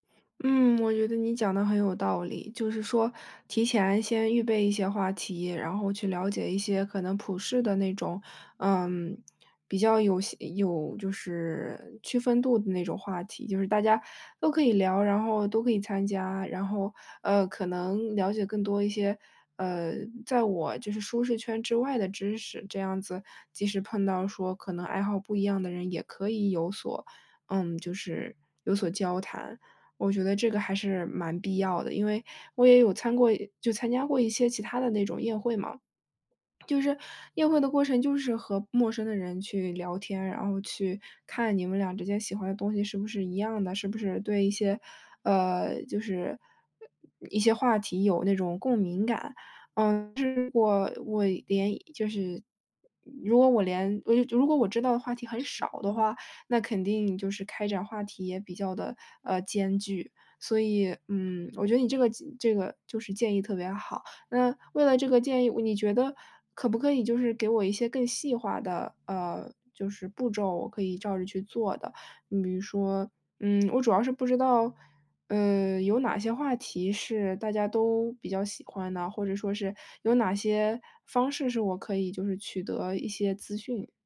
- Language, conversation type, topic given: Chinese, advice, 我总是担心错过别人的聚会并忍不住与人比较，该怎么办？
- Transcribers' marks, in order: none